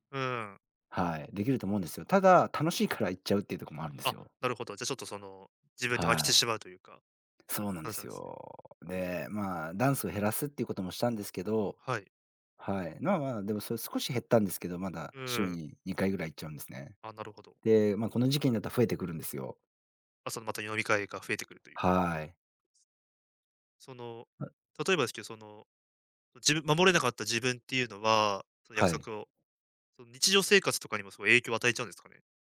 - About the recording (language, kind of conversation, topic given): Japanese, advice, 外食や飲み会で食べると強い罪悪感を感じてしまうのはなぜですか？
- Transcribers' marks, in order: other noise